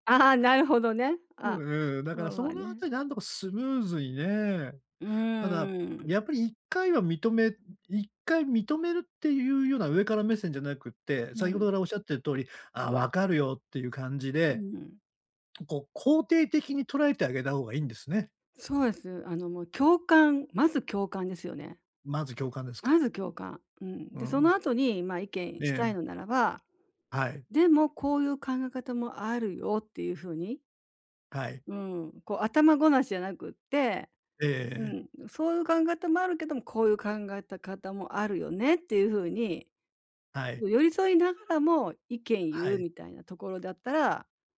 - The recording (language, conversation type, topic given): Japanese, advice, パートナーとの会話で不安をどう伝えればよいですか？
- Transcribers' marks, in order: none